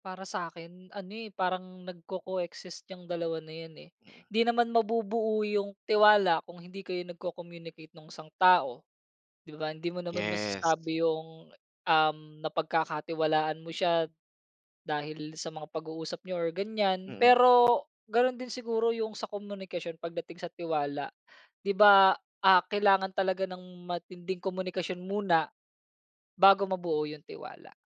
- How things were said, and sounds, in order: other background noise
- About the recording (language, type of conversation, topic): Filipino, podcast, Ano ang papel ng komunikasyon sa pagbuo ng tiwala?